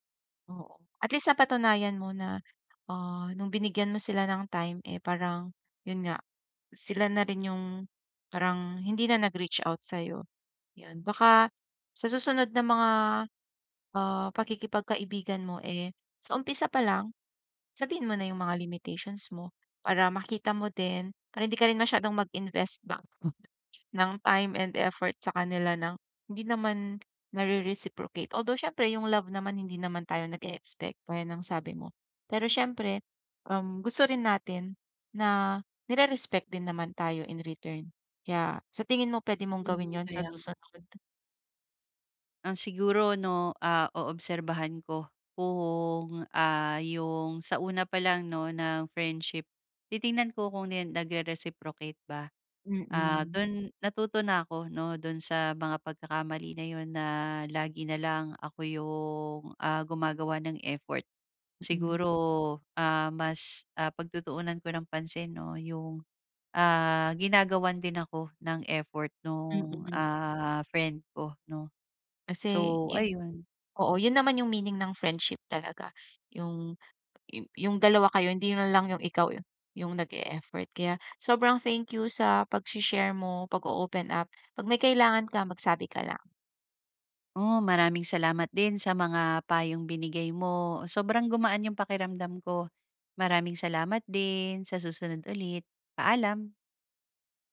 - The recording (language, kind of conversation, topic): Filipino, advice, Paano ako magtatakda ng personal na hangganan sa mga party?
- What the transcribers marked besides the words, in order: chuckle; tapping; other background noise